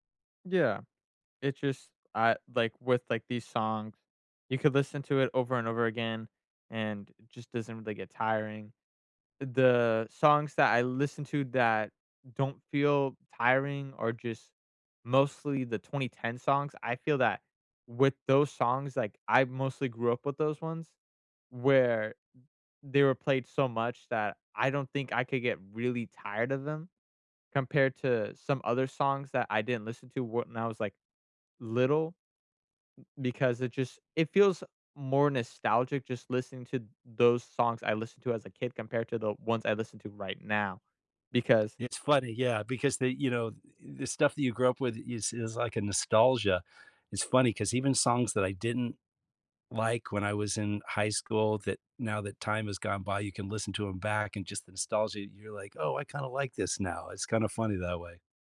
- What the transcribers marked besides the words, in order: tapping; other background noise
- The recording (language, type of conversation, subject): English, unstructured, How do you think music affects your mood?